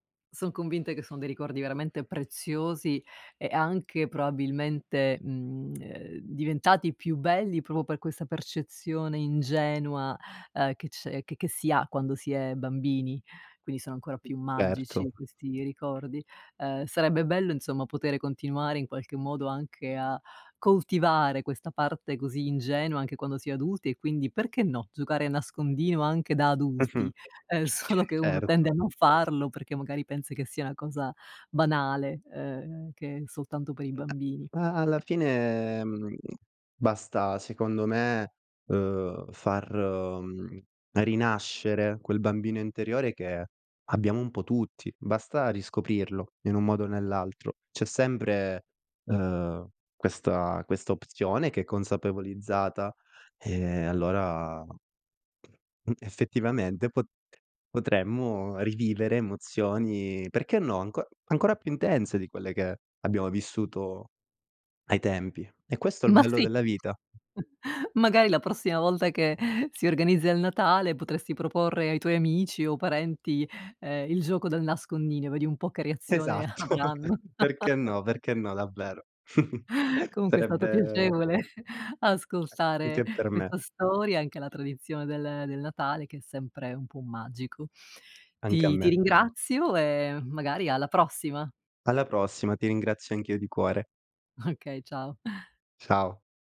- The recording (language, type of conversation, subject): Italian, podcast, Qual è una tradizione di famiglia che ti emoziona?
- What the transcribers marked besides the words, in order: "probabilmente" said as "proabilmente"; tsk; "proprio" said as "propo"; laughing while speaking: "solo"; unintelligible speech; tapping; chuckle; other background noise; "nascondino" said as "nascondinio"; laughing while speaking: "Esatto!"; chuckle; "Anche" said as "inche"